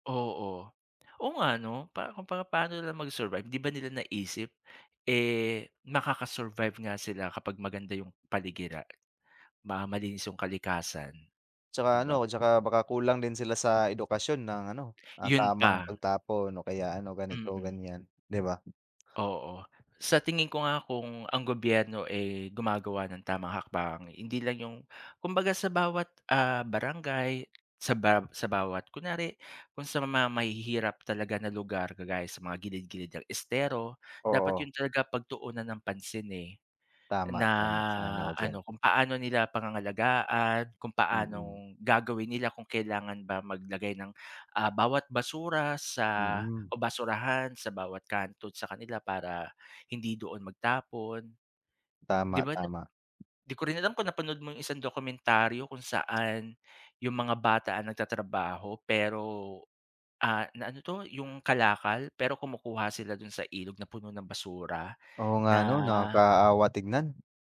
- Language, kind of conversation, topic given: Filipino, unstructured, Paano mo mahihikayat ang mga tao sa inyong lugar na alagaan ang kalikasan?
- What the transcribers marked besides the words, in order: other background noise; tapping